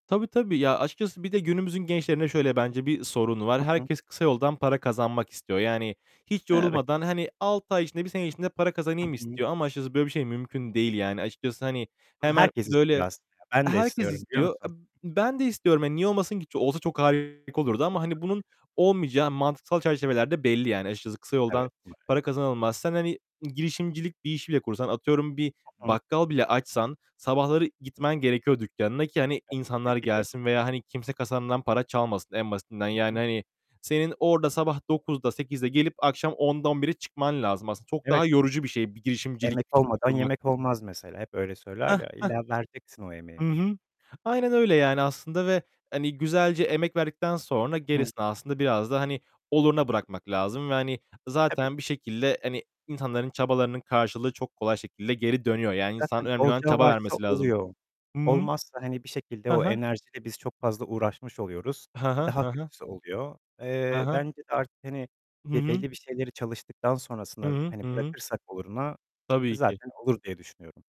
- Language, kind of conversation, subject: Turkish, unstructured, Sence devletin genç girişimcilere destek vermesi hangi olumlu etkileri yaratır?
- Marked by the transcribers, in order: other background noise; distorted speech; tapping